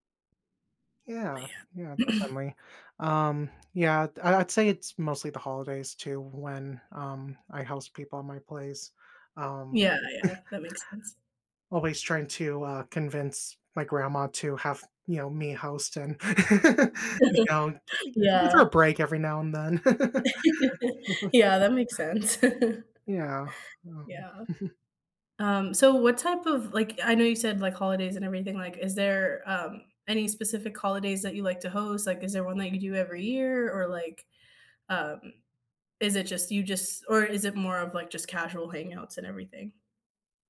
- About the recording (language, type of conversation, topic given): English, unstructured, How can you design your home around food and friendship to make hosting feel warmer and easier?
- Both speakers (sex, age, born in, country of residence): female, 25-29, United States, United States; male, 25-29, United States, United States
- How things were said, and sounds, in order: throat clearing; chuckle; chuckle; laugh; unintelligible speech; chuckle; laugh; other background noise; chuckle